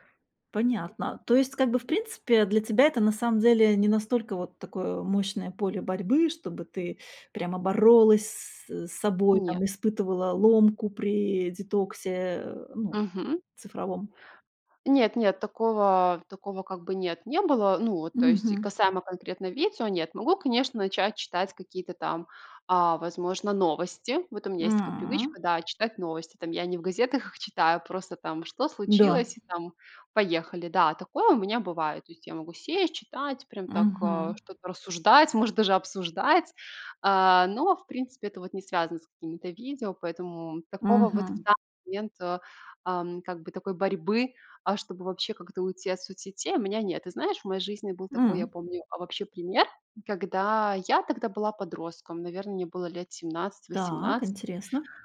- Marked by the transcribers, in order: none
- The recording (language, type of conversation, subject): Russian, podcast, Как ты обычно берёшь паузу от социальных сетей?